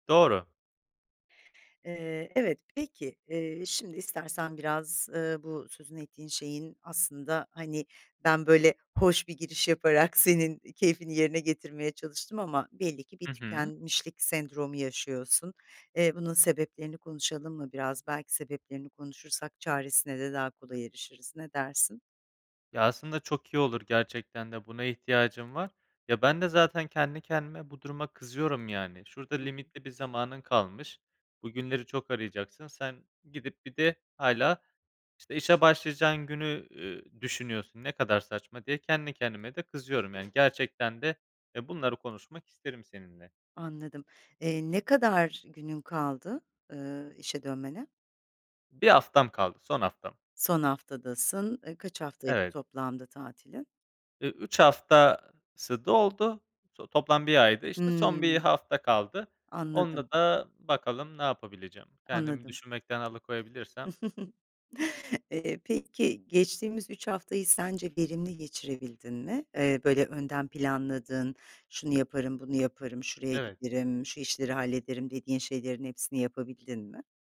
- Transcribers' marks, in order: tapping; chuckle
- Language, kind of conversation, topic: Turkish, advice, İşten tükenmiş hissedip işe geri dönmekten neden korkuyorsun?